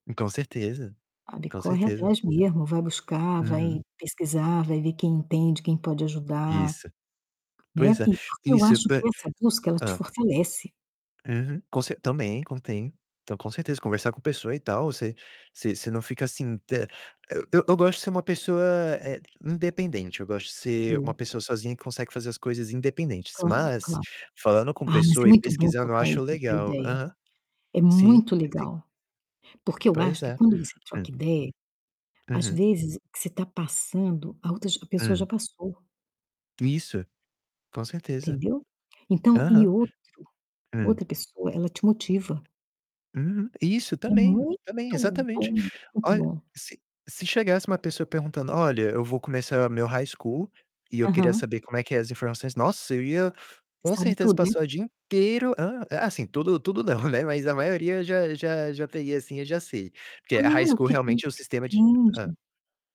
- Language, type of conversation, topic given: Portuguese, unstructured, Qual é o maior desafio para alcançar suas metas?
- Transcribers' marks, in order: static; tapping; distorted speech; in English: "high school"; in English: "high school"